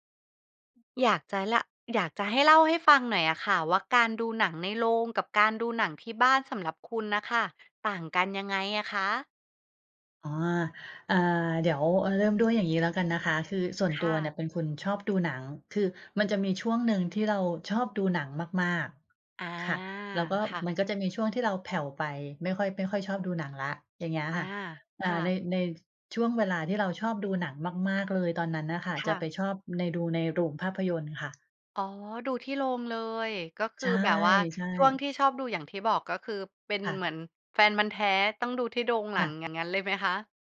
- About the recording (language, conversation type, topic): Thai, podcast, การดูหนังในโรงกับดูที่บ้านต่างกันยังไงสำหรับคุณ?
- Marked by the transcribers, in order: other background noise